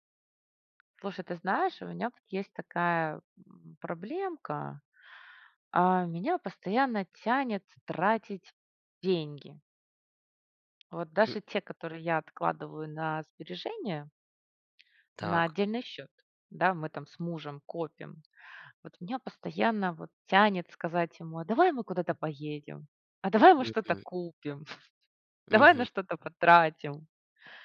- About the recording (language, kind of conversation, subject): Russian, advice, Что вас тянет тратить сбережения на развлечения?
- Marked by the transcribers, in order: tapping; chuckle